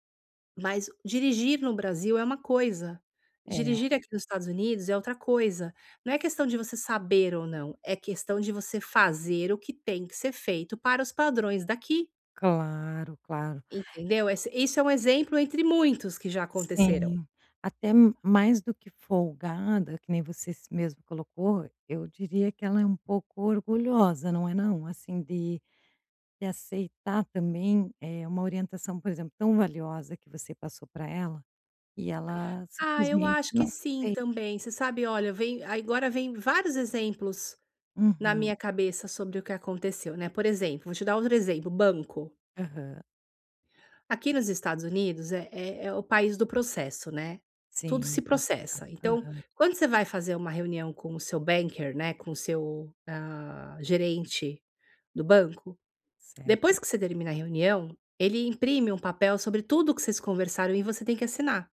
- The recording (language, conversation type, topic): Portuguese, advice, Como posso manter limites saudáveis ao apoiar um amigo?
- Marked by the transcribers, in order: tapping; in English: "banker"